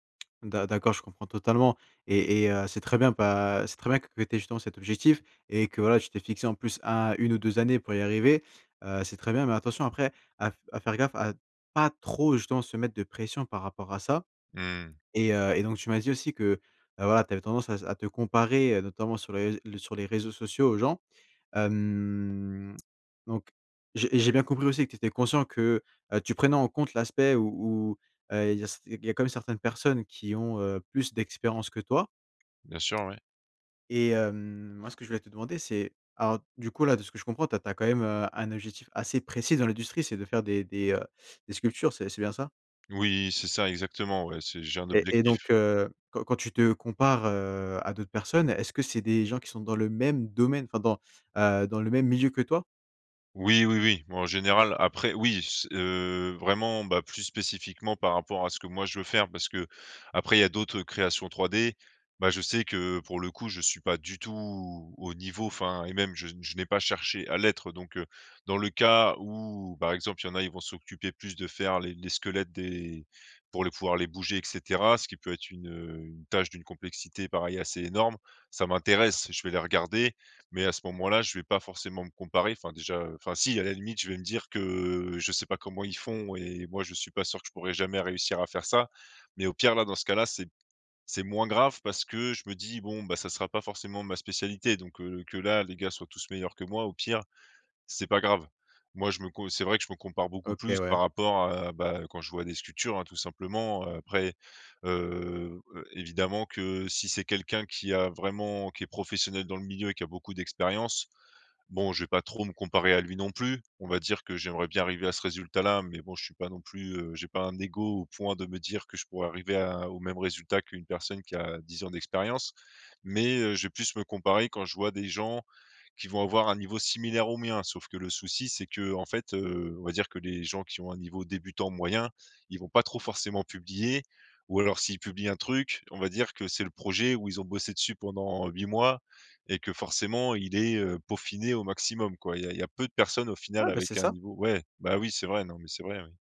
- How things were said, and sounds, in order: stressed: "pas"; other background noise; drawn out: "Hem"; tapping
- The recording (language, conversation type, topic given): French, advice, Comment arrêter de me comparer aux autres quand cela bloque ma confiance créative ?